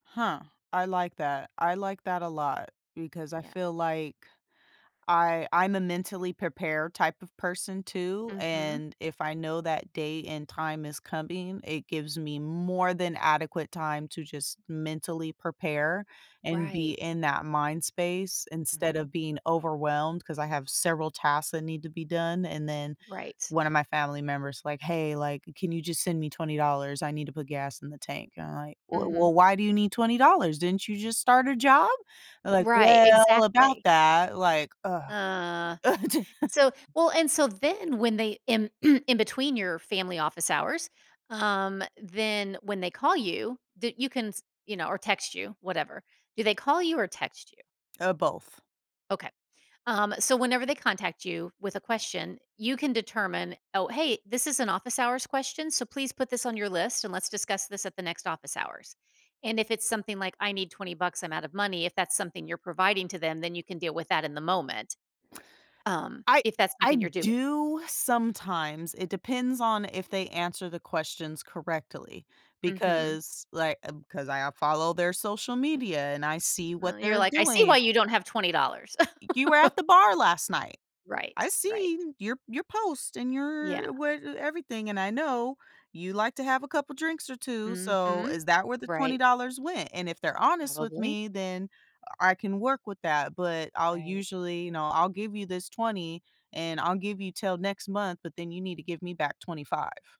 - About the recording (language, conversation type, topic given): English, advice, How can I set healthy boundaries without feeling guilty?
- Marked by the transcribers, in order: drawn out: "Uh"; unintelligible speech; throat clearing; chuckle